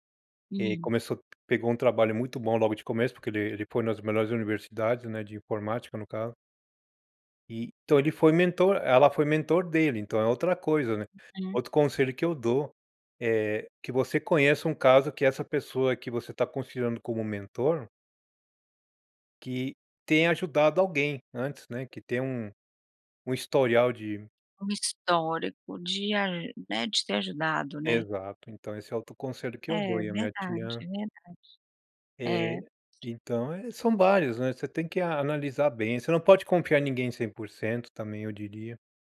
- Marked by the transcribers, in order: tapping
- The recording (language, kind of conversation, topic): Portuguese, podcast, Que conselhos você daria a quem está procurando um bom mentor?